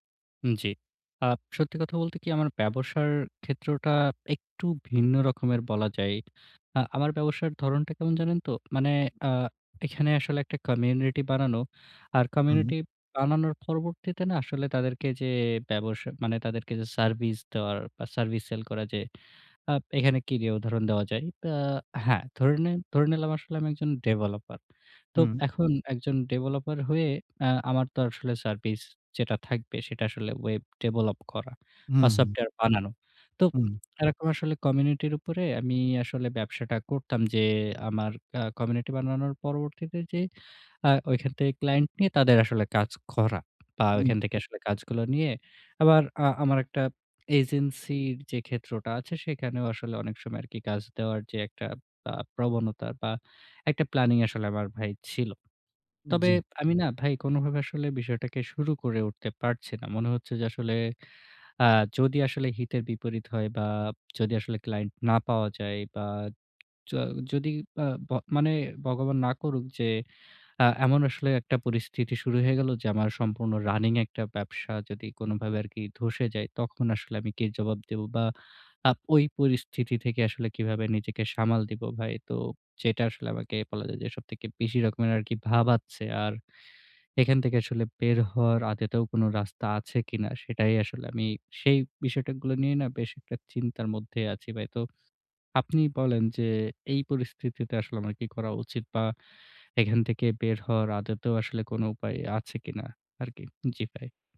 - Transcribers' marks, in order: "আদতেও" said as "আদেতেও"; "বিষয়গুলো" said as "বিষয়টাগুলো"
- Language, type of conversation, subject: Bengali, advice, আমি ব্যর্থতার পর আবার চেষ্টা করার সাহস কীভাবে জোগাড় করব?